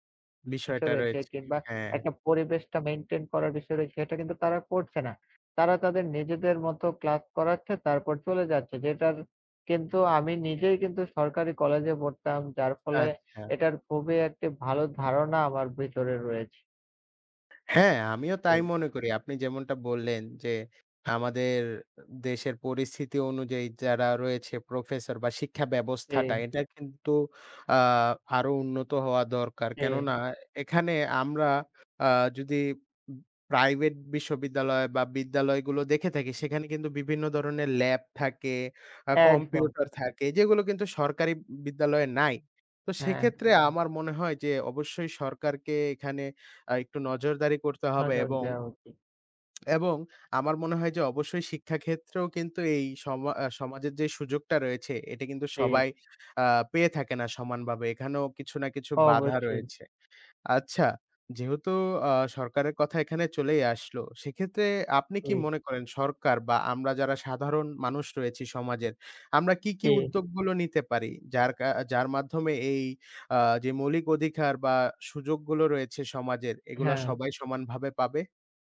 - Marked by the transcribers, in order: other background noise; tapping; "ভাবে" said as "বাবে"
- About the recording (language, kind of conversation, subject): Bengali, unstructured, আপনার কি মনে হয়, সমাজে সবাই কি সমান সুযোগ পায়?